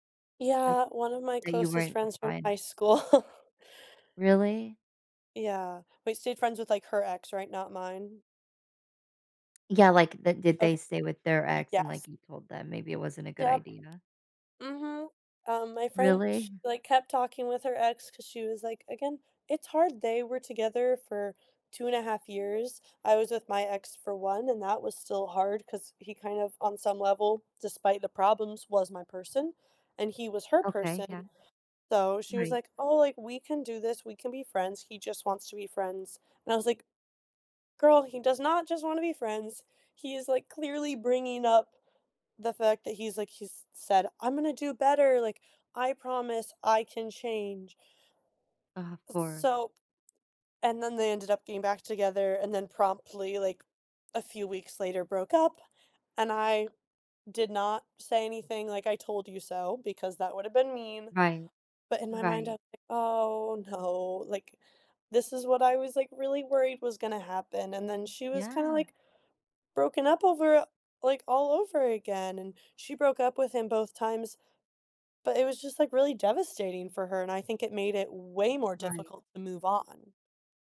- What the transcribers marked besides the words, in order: chuckle; other background noise; tapping; background speech; sigh; drawn out: "Oh, no"; stressed: "way"
- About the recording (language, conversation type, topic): English, unstructured, Is it okay to stay friends with an ex?